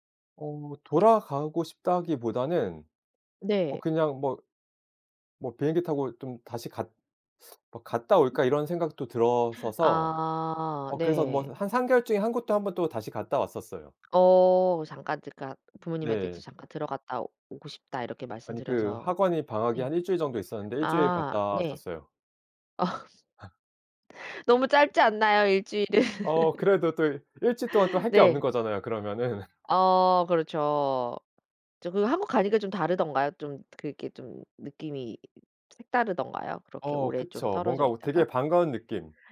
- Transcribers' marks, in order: gasp; other background noise; laugh; laughing while speaking: "어"; laughing while speaking: "일 주일은?"; laugh
- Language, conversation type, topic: Korean, podcast, 첫 혼자 여행은 어땠어요?